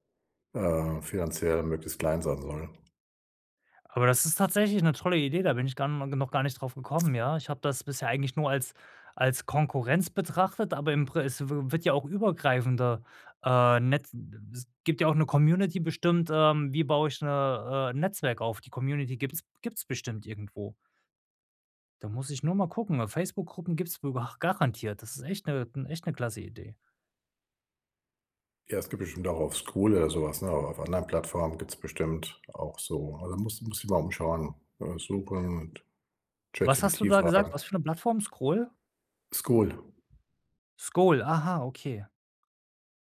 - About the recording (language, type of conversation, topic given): German, advice, Wie finde ich eine Mentorin oder einen Mentor und nutze ihre oder seine Unterstützung am besten?
- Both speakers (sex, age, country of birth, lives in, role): male, 35-39, Germany, Sweden, user; male, 60-64, Germany, Germany, advisor
- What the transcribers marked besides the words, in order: other background noise